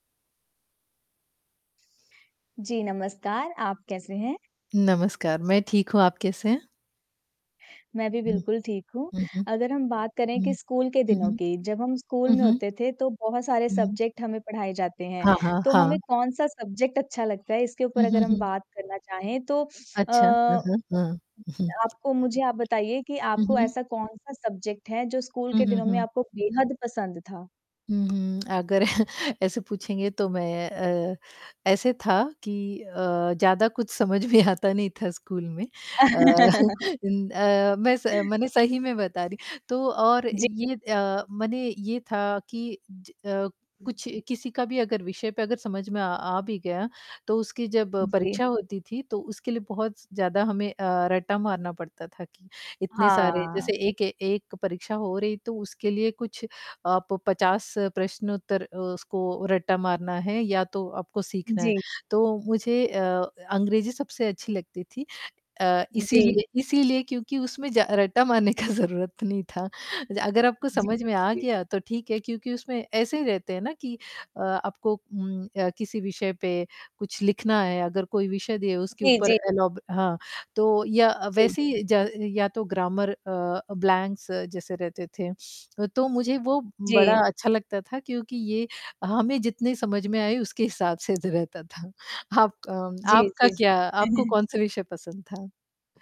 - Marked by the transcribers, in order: other background noise; distorted speech; static; in English: "सब्जेक्ट"; in English: "सब्जेक्ट"; other noise; chuckle; in English: "सब्जेक्ट"; tapping; chuckle; laughing while speaking: "में"; chuckle; laugh; laughing while speaking: "का"; in English: "ग्रामर"; in English: "ब्लैंक्स"; laughing while speaking: "द रहता था। आपका"; chuckle
- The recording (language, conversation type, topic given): Hindi, unstructured, आपको स्कूल में कौन-सा विषय सबसे मज़ेदार लगता है?